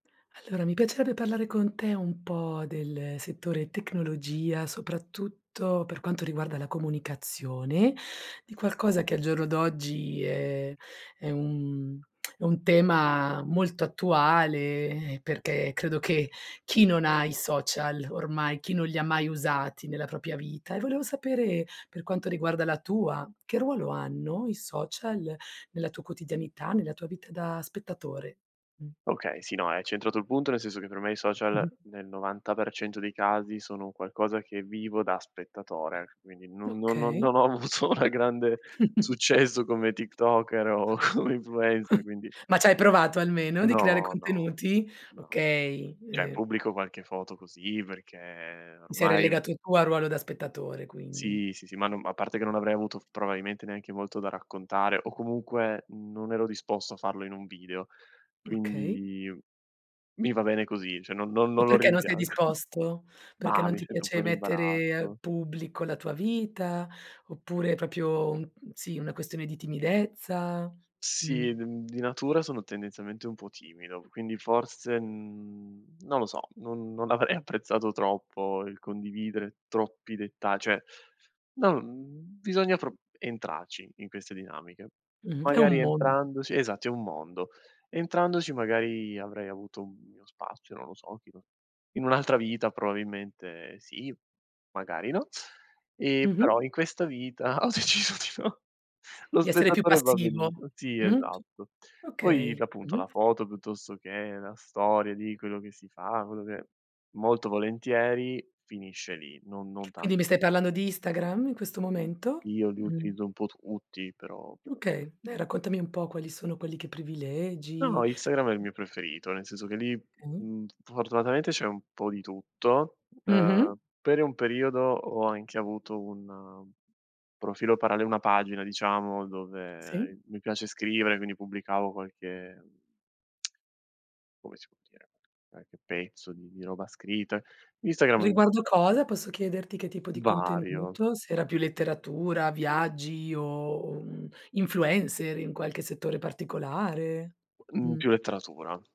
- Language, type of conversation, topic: Italian, podcast, Che ruolo hanno i social network nella tua vita da spettatore?
- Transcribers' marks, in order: drawn out: "un"; "propria" said as "propia"; other background noise; chuckle; laughing while speaking: "ho avuto"; laughing while speaking: "come influencer"; other noise; drawn out: "perché"; chuckle; "proprio" said as "propio"; laughing while speaking: "non avrei"; laughing while speaking: "ho deciso di no"; unintelligible speech; tongue click